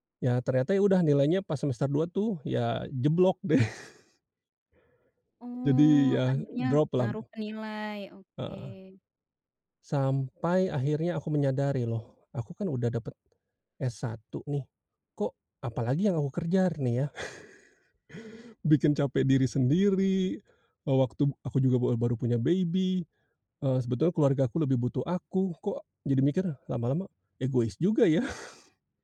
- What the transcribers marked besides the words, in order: laughing while speaking: "deh"; "kejar" said as "kerjar"; chuckle; "waktu" said as "waktub"; in English: "baby"; chuckle
- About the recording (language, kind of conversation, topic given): Indonesian, podcast, Kapan kamu tahu ini saatnya mengubah arah atau tetap bertahan?